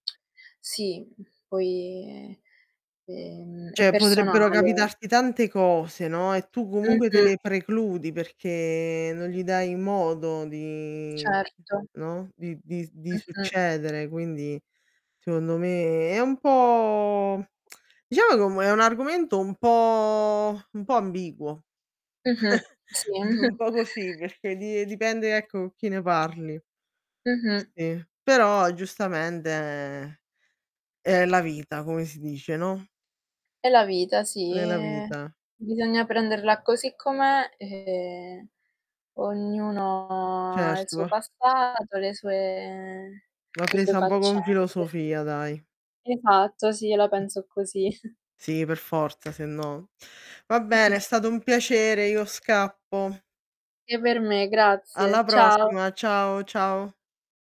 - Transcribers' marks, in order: tongue click; distorted speech; "Cioè" said as "ceh"; other background noise; tapping; tongue click; drawn out: "po'"; chuckle; chuckle; chuckle; other noise
- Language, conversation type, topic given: Italian, unstructured, Credi che parlare della morte aiuti a elaborare il dolore?